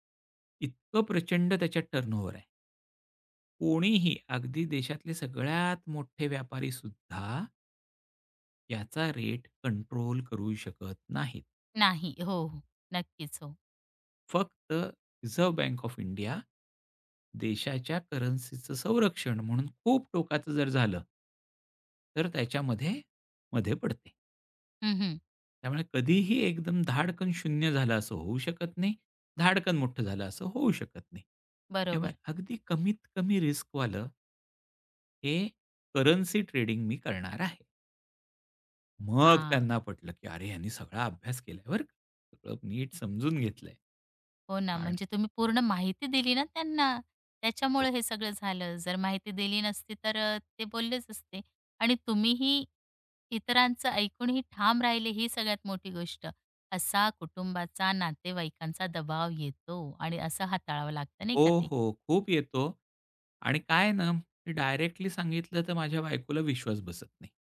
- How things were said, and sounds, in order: in English: "टर्न ओव्हर"; in English: "ट्रेडिंग"; tapping; other background noise
- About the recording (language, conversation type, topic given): Marathi, podcast, इतरांचं ऐकूनही ठाम कसं राहता?